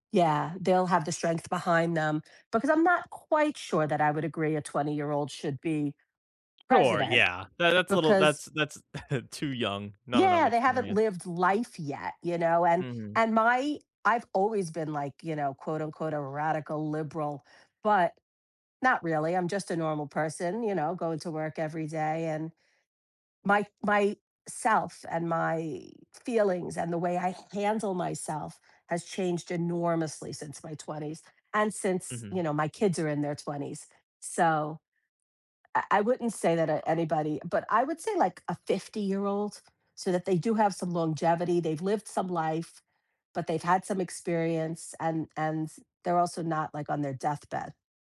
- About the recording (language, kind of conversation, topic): English, unstructured, How do you feel about the fairness of our justice system?
- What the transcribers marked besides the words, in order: other background noise; chuckle; tapping